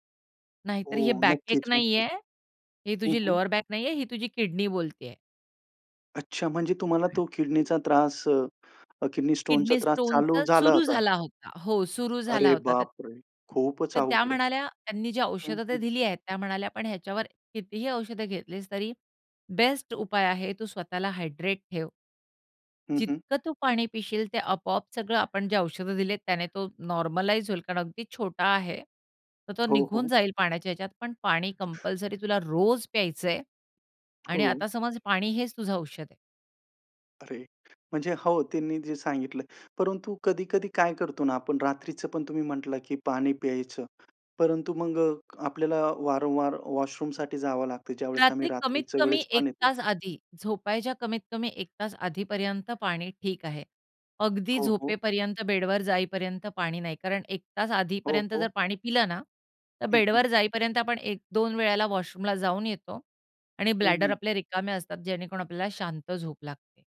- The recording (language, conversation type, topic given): Marathi, podcast, पुरेसे पाणी पिण्याची आठवण कशी ठेवता?
- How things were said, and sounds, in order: in English: "बॅकएक"; in English: "लोवरबॅक"; other noise; other background noise; in English: "हायड्रेट"; tapping; in English: "वॉशरूमसाठी"; in English: "ब्लॅडर"